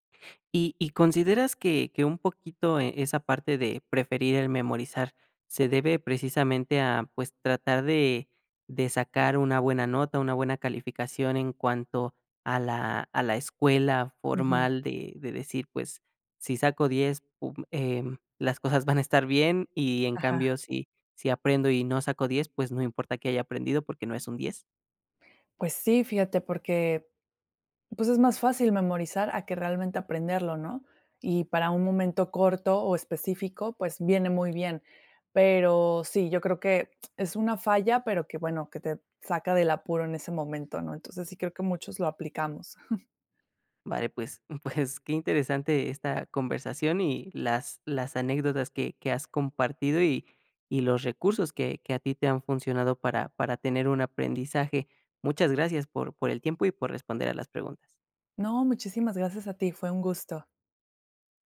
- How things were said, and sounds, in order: laughing while speaking: "cosas van a"; chuckle; laughing while speaking: "pues"
- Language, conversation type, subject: Spanish, podcast, ¿Cómo sabes si realmente aprendiste o solo memorizaste?